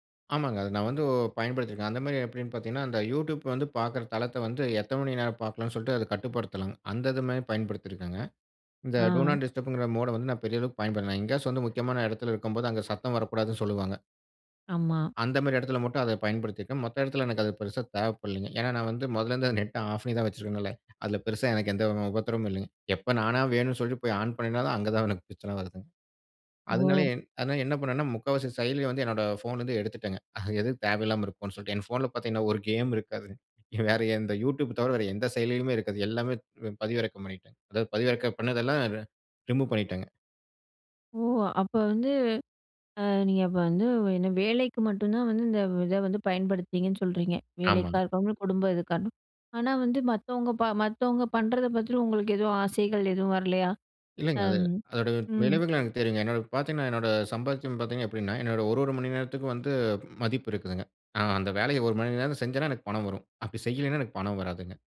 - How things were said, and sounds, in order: in English: "டோ நாட் டிஸ்டப்ங்கிற மோட"; other background noise; in English: "நெட்ட ஆஃப்"; in English: "ரிமூவ்"
- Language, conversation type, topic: Tamil, podcast, கைபேசி அறிவிப்புகள் நமது கவனத்தைச் சிதறவைக்கிறதா?